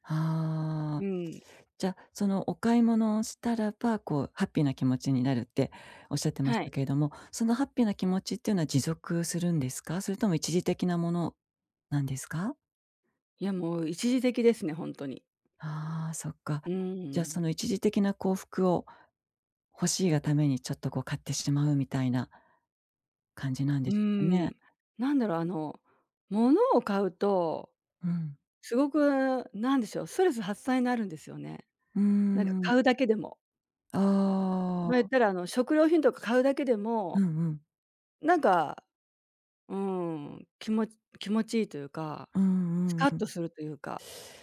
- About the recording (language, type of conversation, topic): Japanese, advice, 買い物で一時的な幸福感を求めてしまう衝動買いを減らすにはどうすればいいですか？
- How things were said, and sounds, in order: none